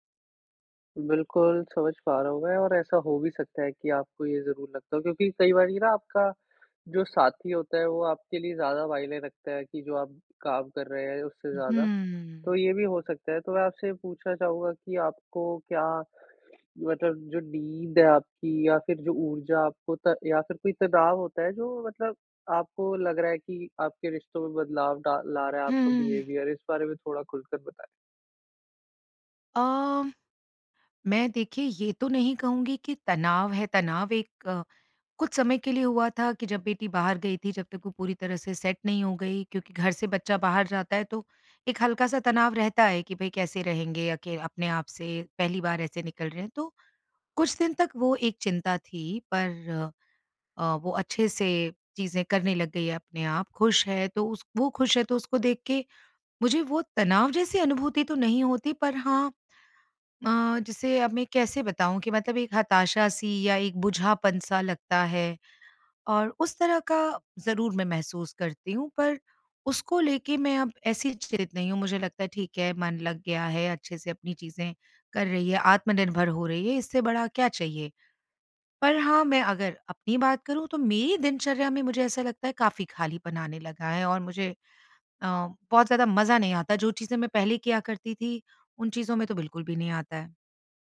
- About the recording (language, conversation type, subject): Hindi, advice, रोज़मर्रा की दिनचर्या में मायने और आनंद की कमी
- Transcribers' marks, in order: in English: "बिहेवियर"; in English: "सेट"